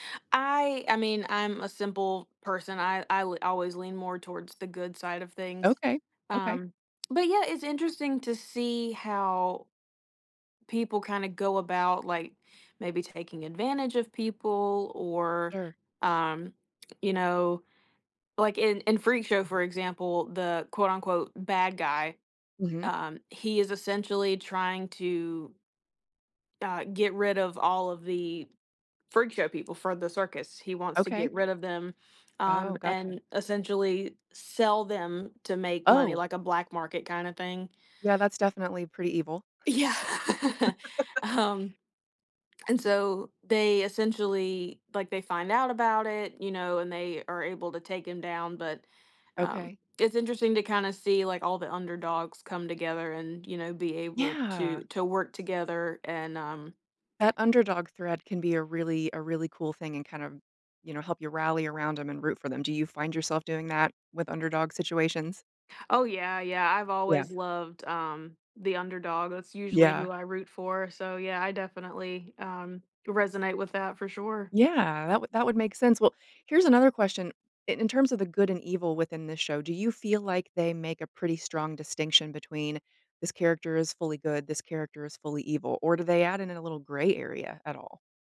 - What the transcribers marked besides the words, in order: other background noise; tapping; laughing while speaking: "Yeah"; chuckle
- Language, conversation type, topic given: English, podcast, How do certain TV shows leave a lasting impact on us and shape our interests?
- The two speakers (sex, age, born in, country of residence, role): female, 20-24, United States, United States, guest; female, 45-49, United States, United States, host